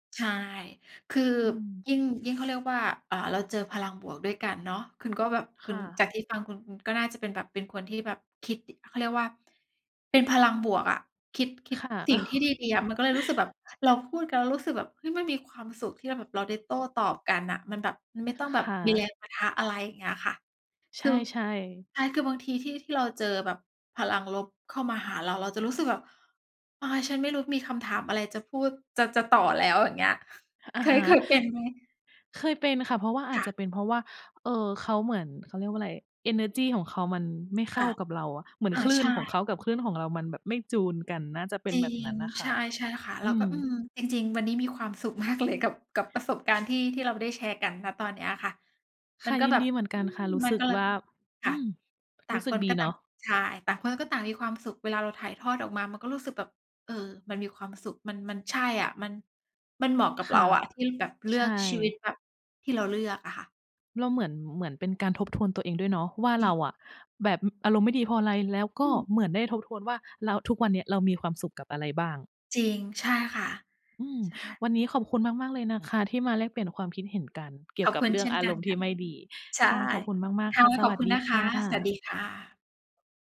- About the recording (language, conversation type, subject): Thai, unstructured, มีอะไรช่วยให้คุณรู้สึกดีขึ้นตอนอารมณ์ไม่ดีไหม?
- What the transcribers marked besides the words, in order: chuckle; tapping; laughing while speaking: "มากเลย"; put-on voice: "อืม"